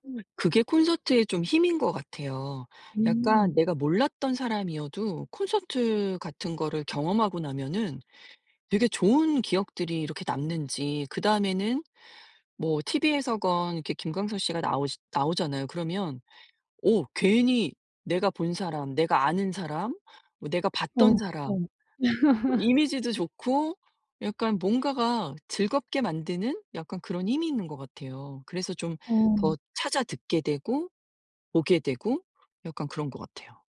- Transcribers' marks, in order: other background noise; laugh
- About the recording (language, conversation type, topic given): Korean, podcast, 가장 기억에 남는 라이브 공연 경험은 어떤 것이었나요?